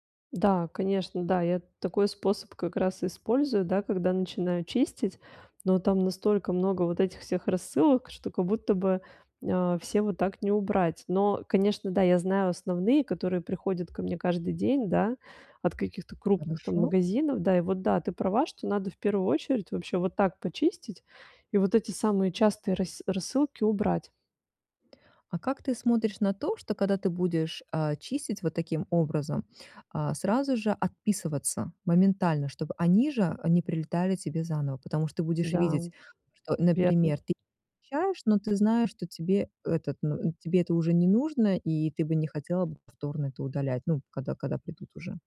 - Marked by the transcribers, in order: tapping
- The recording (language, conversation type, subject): Russian, advice, Как мне сохранять спокойствие при информационной перегрузке?